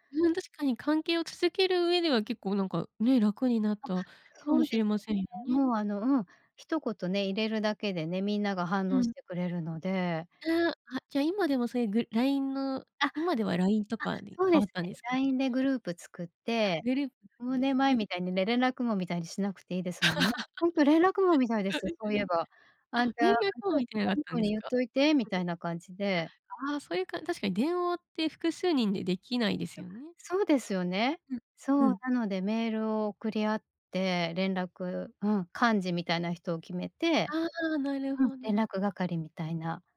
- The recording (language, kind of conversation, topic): Japanese, podcast, 友達関係を長く続けるための秘訣は何ですか？
- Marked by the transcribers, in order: laugh; tapping